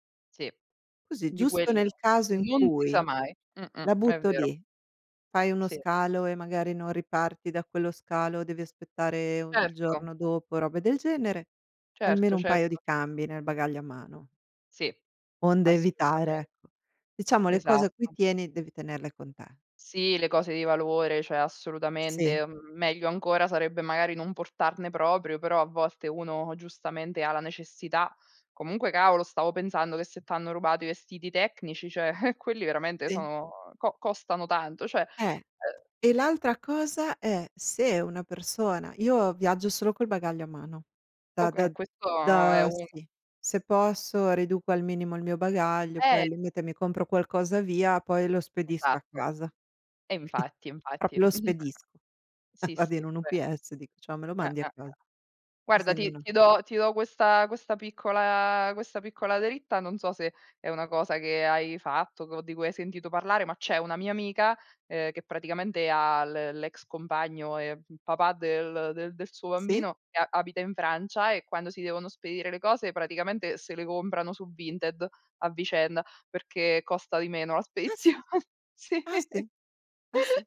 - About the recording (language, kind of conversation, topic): Italian, unstructured, Qual è il problema più grande quando perdi il bagaglio durante un viaggio?
- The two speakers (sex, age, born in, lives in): female, 35-39, Italy, Italy; female, 45-49, Italy, United States
- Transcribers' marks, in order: stressed: "non"; scoff; tapping; chuckle; "Proprio" said as "propio"; chuckle; laughing while speaking: "Vado"; unintelligible speech; drawn out: "piccola"; laughing while speaking: "spedizione, sì"